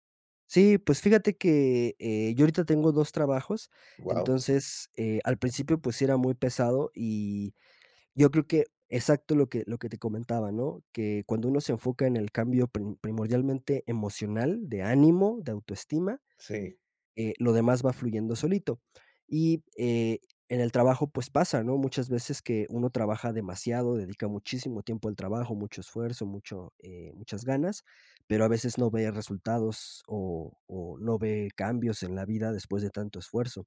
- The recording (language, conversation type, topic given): Spanish, podcast, ¿Qué pequeños cambios han marcado una gran diferencia en tu salud?
- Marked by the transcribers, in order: none